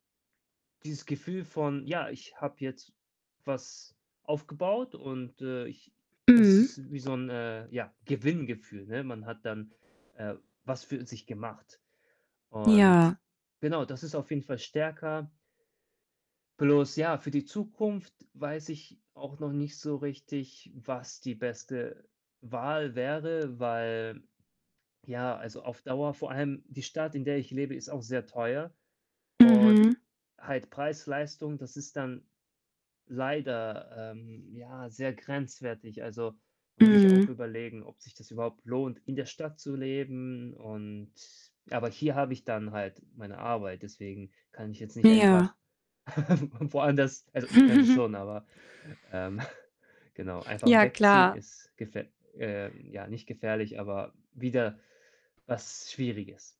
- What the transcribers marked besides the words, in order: distorted speech; other background noise; static; giggle; chuckle; chuckle
- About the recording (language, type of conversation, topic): German, advice, Wie gehe ich mit Zweifeln um, nachdem ich eine Entscheidung getroffen habe?